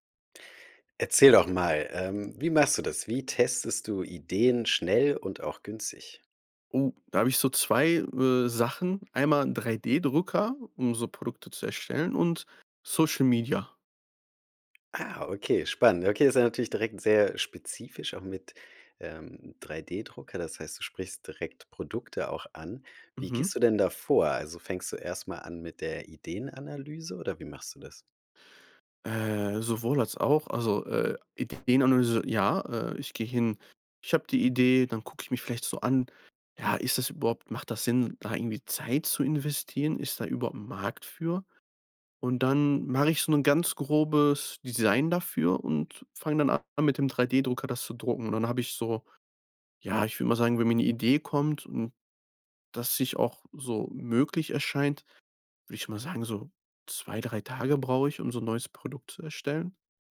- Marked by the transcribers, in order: other background noise
- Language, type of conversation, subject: German, podcast, Wie testest du Ideen schnell und günstig?